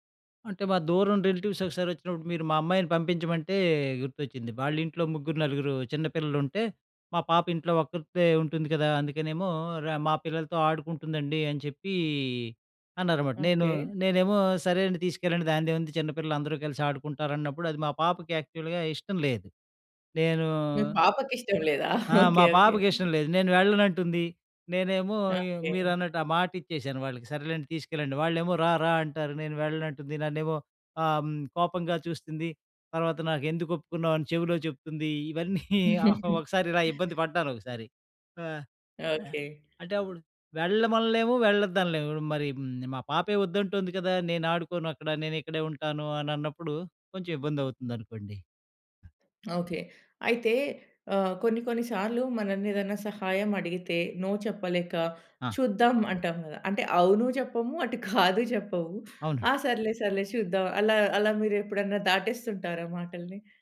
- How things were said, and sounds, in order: in English: "రిలేటివ్స్"; in English: "యాక్చువల్‌గా"; chuckle; laugh; chuckle; other noise; in English: "నో"; chuckle
- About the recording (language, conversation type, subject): Telugu, podcast, ఎలా సున్నితంగా ‘కాదు’ చెప్పాలి?